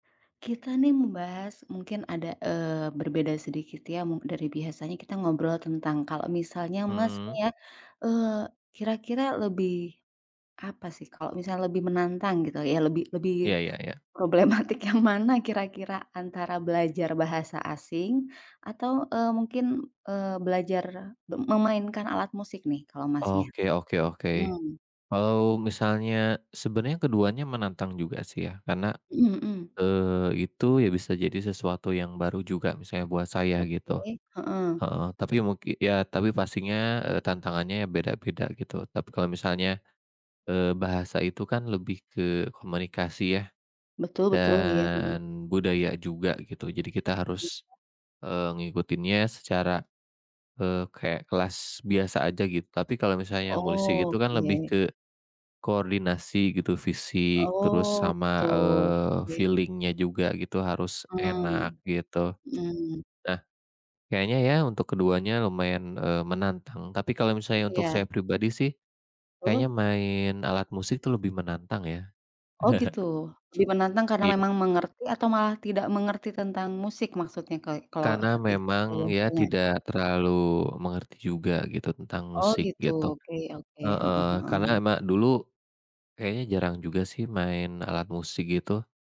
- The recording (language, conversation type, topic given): Indonesian, unstructured, Mana yang lebih menantang: belajar bahasa asing atau mempelajari alat musik?
- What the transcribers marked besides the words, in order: tapping; laughing while speaking: "problematik"; in English: "feeling-nya"; chuckle